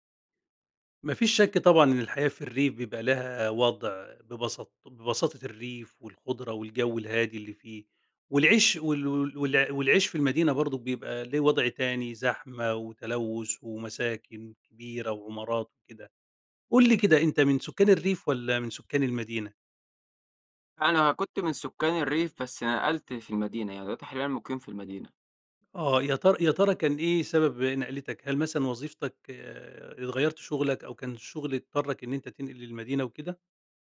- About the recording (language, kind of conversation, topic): Arabic, podcast, إيه رأيك في إنك تعيش ببساطة وسط زحمة المدينة؟
- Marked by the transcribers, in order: none